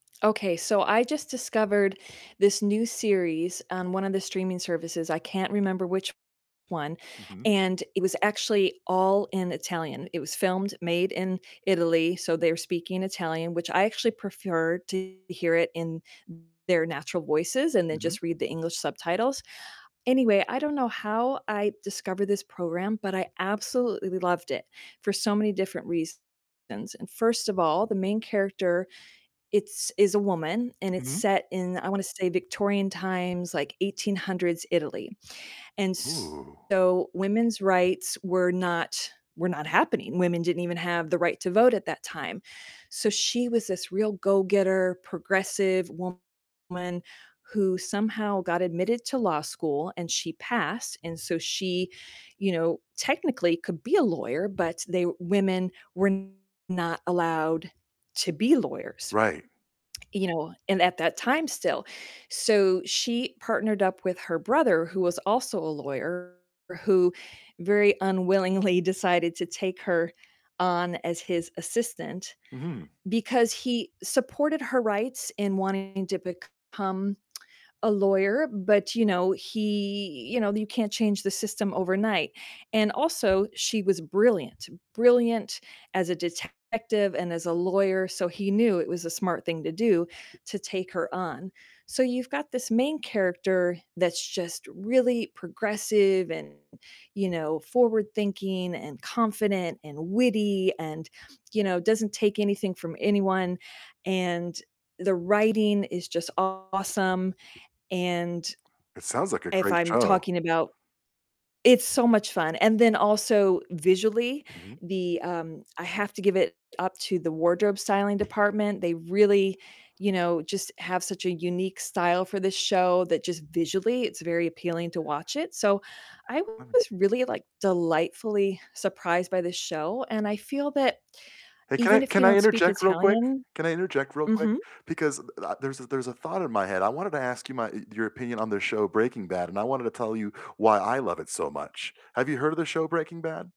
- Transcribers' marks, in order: distorted speech; mechanical hum; laughing while speaking: "unwillingly"; other background noise; tapping; static; unintelligible speech
- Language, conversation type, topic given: English, unstructured, Which TV shows would you recommend to almost anyone, and what makes them universally appealing?
- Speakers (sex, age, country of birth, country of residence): female, 50-54, United States, United States; male, 45-49, United States, United States